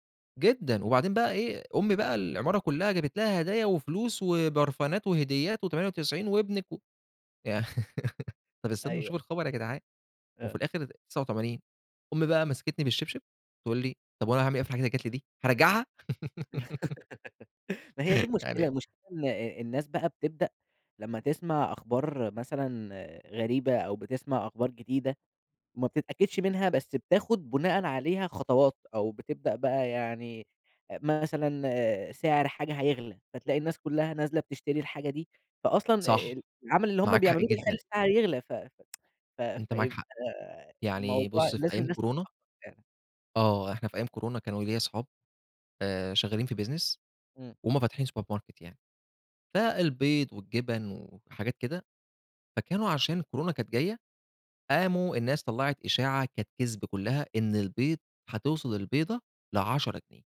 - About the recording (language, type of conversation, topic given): Arabic, podcast, إنت بتتعامل إزاي مع الأخبار الكدابة أو المضللة؟
- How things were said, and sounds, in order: laugh; giggle; laugh; other background noise; unintelligible speech; tsk; unintelligible speech; in English: "business"; in English: "سوبر ماركت"